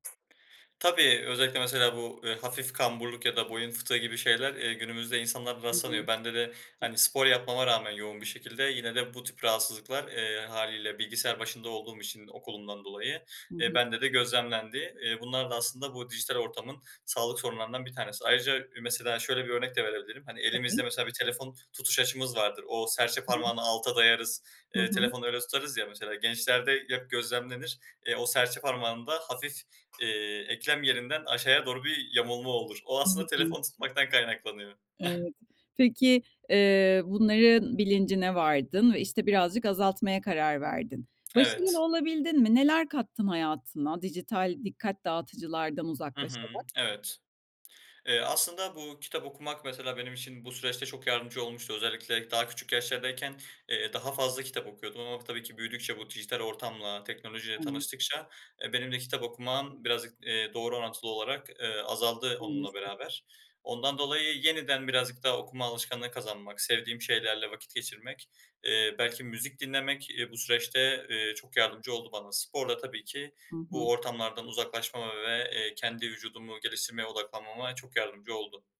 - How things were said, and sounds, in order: other background noise; unintelligible speech; unintelligible speech; tapping; chuckle; unintelligible speech
- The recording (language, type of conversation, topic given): Turkish, podcast, Dijital dikkat dağıtıcılarla başa çıkmak için hangi pratik yöntemleri kullanıyorsun?